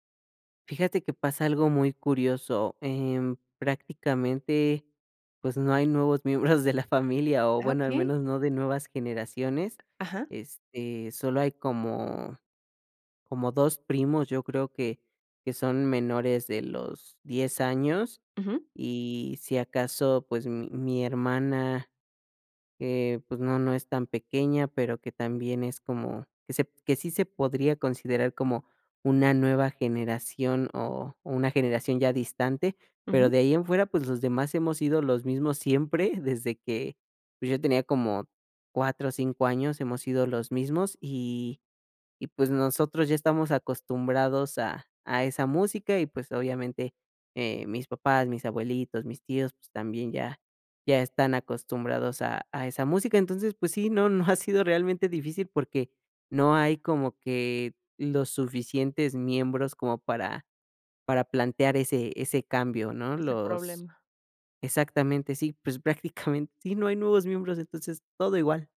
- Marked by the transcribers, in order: chuckle; other background noise; chuckle
- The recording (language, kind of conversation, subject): Spanish, podcast, ¿Qué canción siempre suena en reuniones familiares?
- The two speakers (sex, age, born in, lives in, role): female, 35-39, Mexico, Mexico, host; male, 20-24, Mexico, Mexico, guest